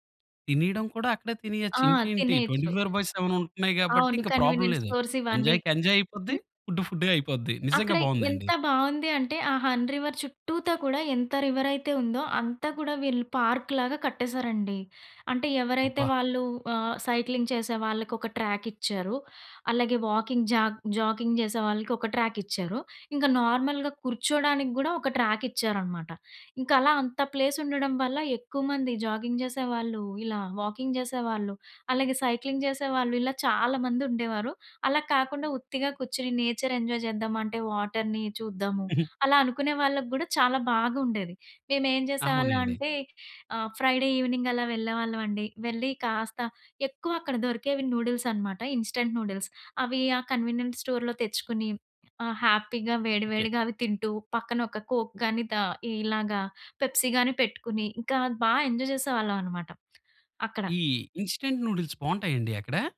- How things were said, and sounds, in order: in English: "ట్వెంటీ ఫోర్ బై సెవెన్"; in English: "కన్వీనియంట్ స్టోర్స్"; in English: "ప్రాబ్లమ్"; in English: "ఎంజాయ్‌కి ఎంజాయ్"; in English: "ఫుడ్"; in English: "సైక్లింగ్"; in English: "ట్రాక్"; in English: "వాకింగ్ జాగ్ జాకింగ్"; in English: "ట్రాక్"; in English: "నార్మల్‌గా"; in English: "ట్రాక్"; in English: "ప్లేస్"; in English: "జాగింగ్"; in English: "వాకింగ్"; in English: "సైక్లింగ్"; in English: "నేచర్ ఎంజాయ్"; in English: "వాటర్‌ని"; in English: "ఫ్రైడే ఈవెనింగ్"; in English: "నూడిల్స్"; in English: "ఇన్‌స్టంట్ నూడిల్స్"; in English: "కన్వీనియంట్ స్టోర్‌లో"; other background noise; in English: "హ్యాపీగా"; in English: "ఎంజాయ్"; tapping; in English: "ఇన్‌స్టంట్ నూడిల్స్"
- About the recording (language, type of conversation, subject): Telugu, podcast, పెళ్లి, ఉద్యోగం లేదా స్థలాంతరం వంటి జీవిత మార్పులు మీ అంతర్మనసుపై ఎలా ప్రభావం చూపించాయి?